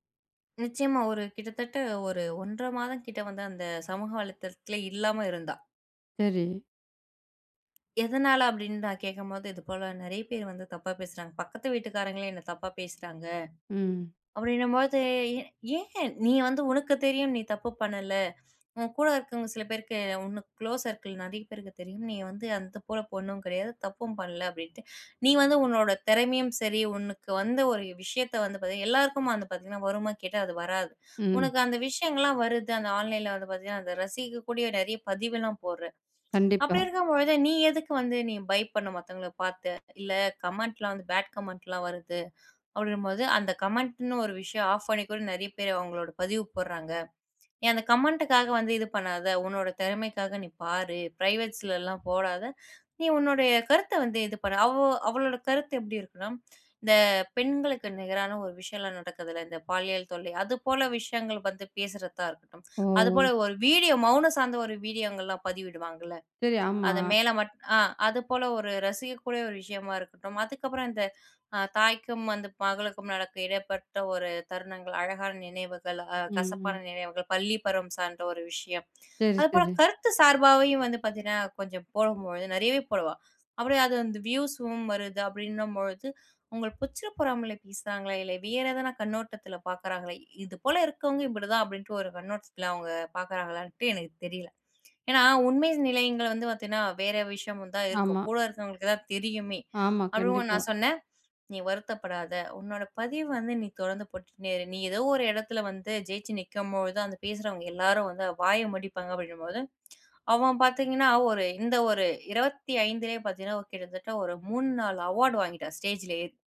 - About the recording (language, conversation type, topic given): Tamil, podcast, ஆன்லைனில் ரசிக்கப்படுவதையும் உண்மைத்தன்மையையும் எப்படி சமநிலைப்படுத்தலாம்?
- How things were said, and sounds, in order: tapping; in English: "குளோஸ் சர்கிள்"; in English: "ஆன்லைன்ல"; in English: "கமெண்ட்ல"; in English: "பேட் கமெண்ட்"; in English: "கமெண்ட்ன்னு"; in English: "ஆஃப்"; in English: "கமெண்ட்க்காக"; in English: "பிரைவேட்ஸ்"; other noise; tongue click; in English: "வியூஸ்யும்"; trusting: "நீ வருத்தப்படாத. உன்னோட பதிவை வந்து … வந்து வாயை மடிப்பாங்கும்பொழுது"; in English: "அவார்டு"; in English: "ஸ்டேஜ்ல"